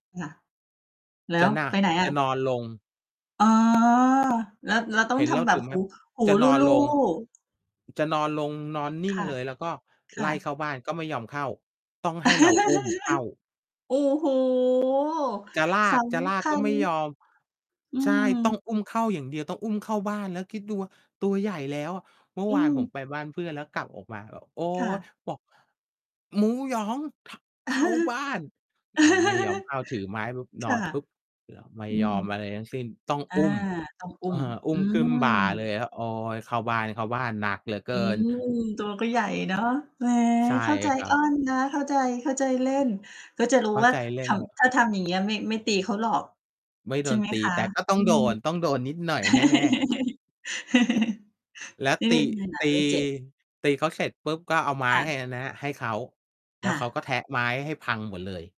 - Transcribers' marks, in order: mechanical hum; tapping; laugh; laugh; distorted speech; other noise; laugh
- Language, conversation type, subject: Thai, unstructured, สัตว์เลี้ยงช่วยลดความเครียดในชีวิตประจำวันได้จริงไหม?